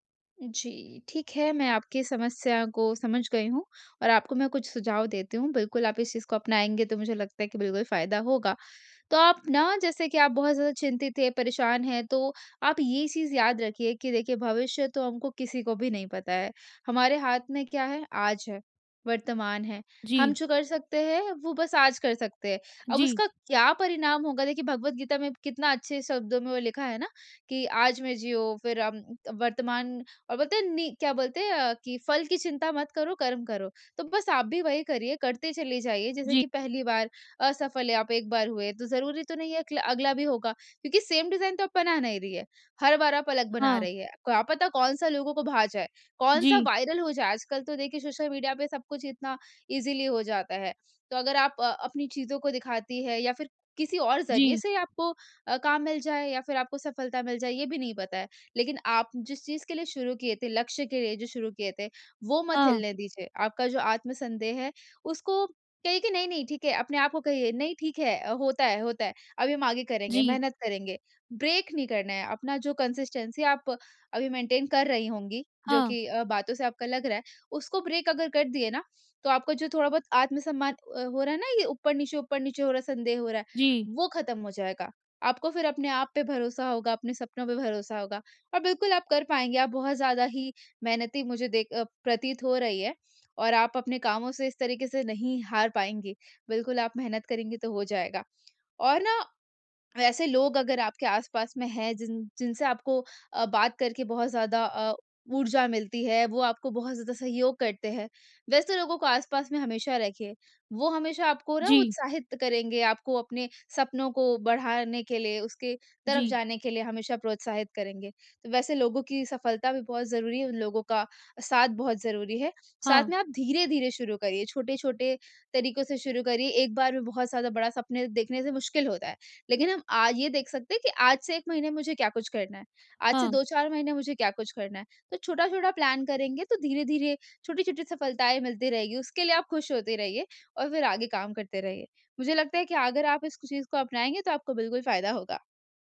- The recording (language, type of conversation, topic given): Hindi, advice, असफलता का डर और आत्म-संदेह
- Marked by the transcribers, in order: in English: "सेम डिज़ाइन"; in English: "इज़ली"; in English: "ब्रेक"; in English: "कंसिस्टेंसी"; in English: "मेंटेन"; in English: "ब्रेक"; tapping; in English: "प्लान"